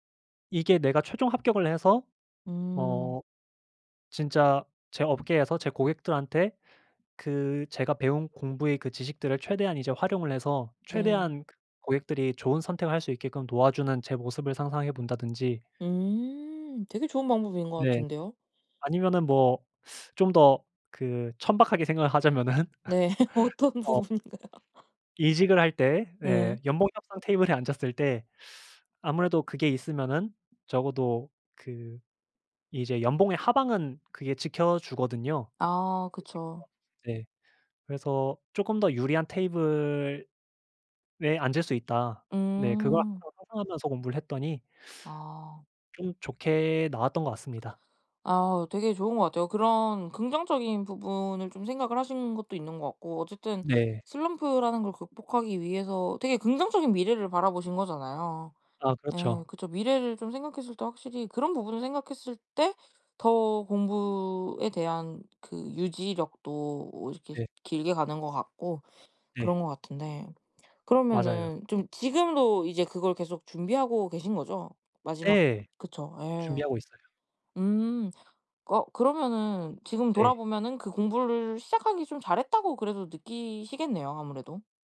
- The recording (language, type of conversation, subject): Korean, podcast, 공부 동기를 어떻게 찾으셨나요?
- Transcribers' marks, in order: other background noise; laughing while speaking: "하자면은"; laugh; laughing while speaking: "어떤 부분인가요?"